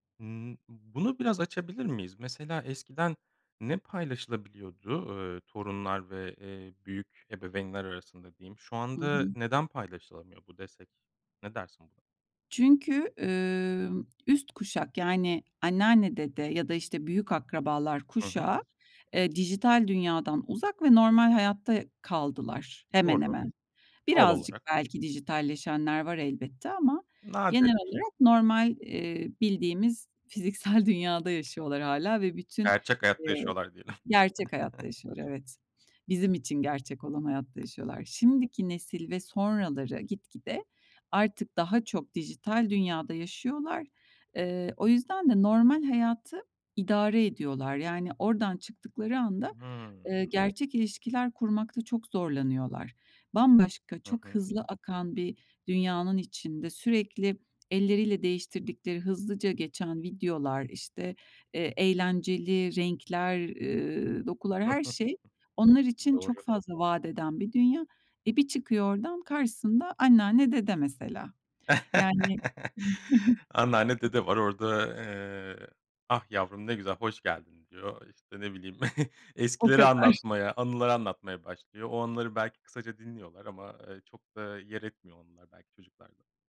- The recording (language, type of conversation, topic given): Turkish, podcast, Çocuklara hangi gelenekleri mutlaka öğretmeliyiz?
- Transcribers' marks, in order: tapping; chuckle; chuckle; laugh; chuckle; chuckle; laughing while speaking: "kadar"